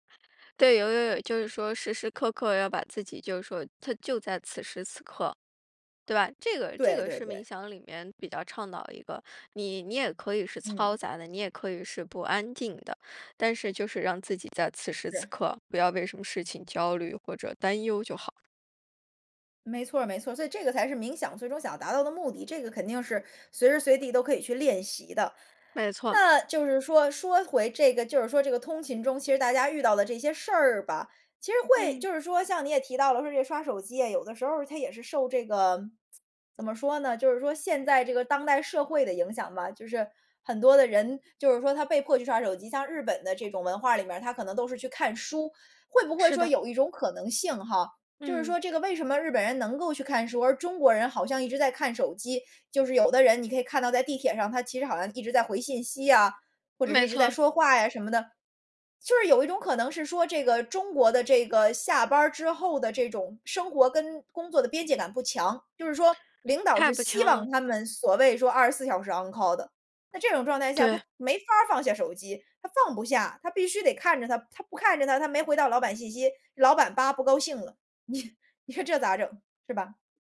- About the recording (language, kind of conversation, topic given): Chinese, podcast, 如何在通勤途中练习正念？
- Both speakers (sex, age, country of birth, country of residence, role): female, 20-24, China, United States, host; female, 35-39, China, United States, guest
- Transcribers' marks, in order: other background noise; tsk; in English: "On call"; laughing while speaking: "你 你说"